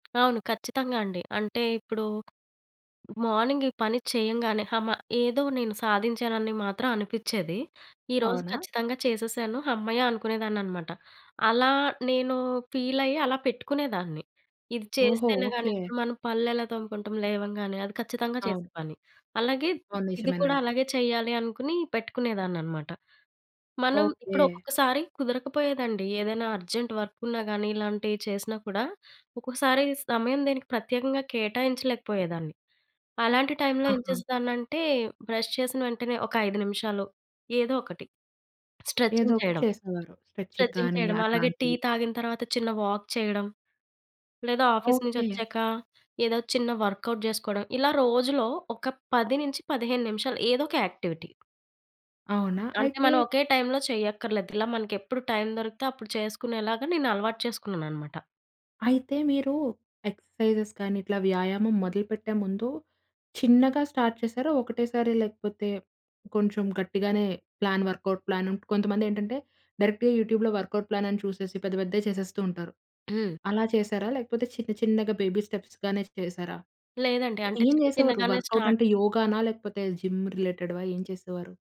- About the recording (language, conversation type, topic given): Telugu, podcast, రోజూ వ్యాయామాన్ని అలవాటుగా మార్చుకోవడానికి ఏ రీతులు పనిచేస్తాయి?
- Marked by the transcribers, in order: tapping; in English: "మార్నింగ్"; in English: "ఫీల్"; other noise; in English: "అర్జెంట్ వర్క్"; in English: "టైమ్‌లో"; in English: "బ్రష్"; in English: "స్ట్రెచింగ్"; in English: "స్ట్రెచింగ్"; in English: "స్ట్రెచింగ్"; in English: "వాక్"; in English: "ఆఫీస్"; in English: "వర్క్‌ఔట్"; in English: "యాక్టివిటీ"; in English: "టైమ్‌లో"; in English: "టైమ్"; in English: "ఎక్సర్సైజెస్"; in English: "స్టార్ట్"; in English: "ప్లాన్ వర్క్‌ఔట్ ప్లాన్"; in English: "డైరెక్ట్‌గా యూట్యూబ్‌లో వర్క్‌ఔట్ ప్లాన్"; in English: "బేబీ స్టెప్స్"; in English: "వర్క్‌ఔట్"; in English: "స్టార్ట్"; in English: "జిమ్"